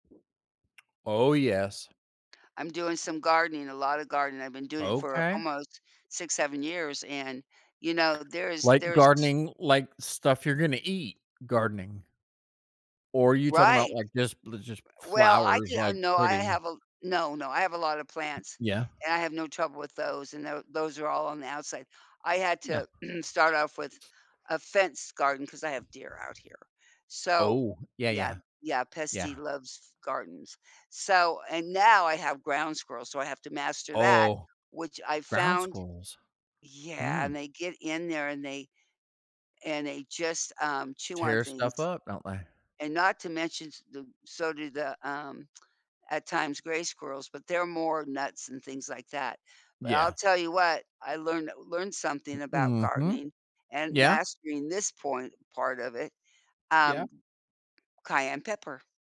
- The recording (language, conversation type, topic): English, unstructured, How has learning a new skill impacted your life?
- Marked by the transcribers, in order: throat clearing; tapping